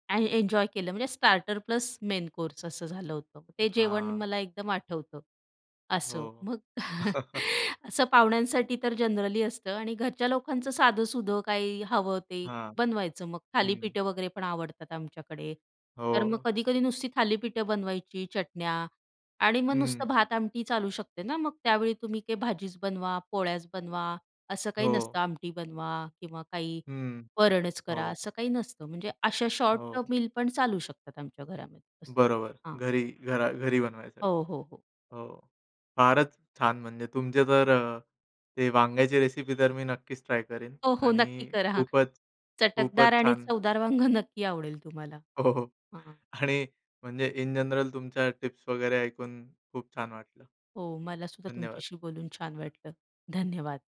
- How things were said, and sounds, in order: in English: "स्टार्टर प्लस मेन कोर्स"; laughing while speaking: "मग"; chuckle; horn; tapping; in English: "शॉर्ट मील"; laughing while speaking: "वांग नक्की आवडेल तुम्हाला"; laughing while speaking: "हो, हो"; in English: "इन जनरल"
- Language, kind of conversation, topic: Marathi, podcast, घरी जेवायला पाहुणे आले की तुम्ही नेहमी काय बनवता?